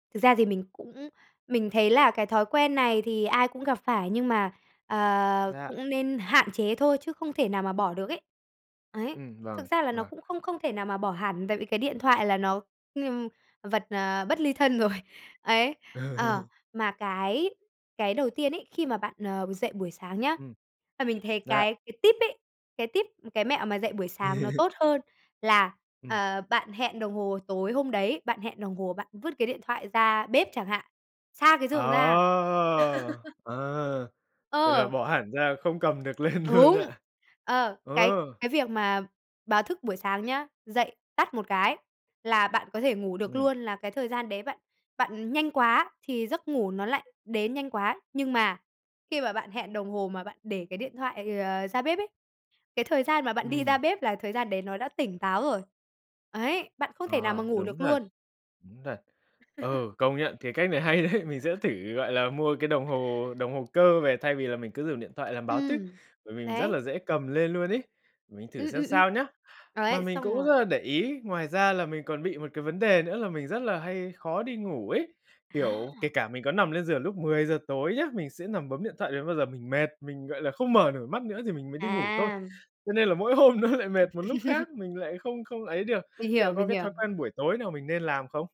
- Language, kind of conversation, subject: Vietnamese, advice, Làm thế nào để xây dựng một thói quen buổi sáng ổn định để bắt đầu ngày mới?
- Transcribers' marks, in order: laughing while speaking: "Ừ"; laughing while speaking: "rồi"; laugh; drawn out: "Ờ!"; laugh; tapping; laughing while speaking: "lên luôn ạ?"; other background noise; laugh; laughing while speaking: "hay đấy"; laughing while speaking: "mỗi hôm nó"; laugh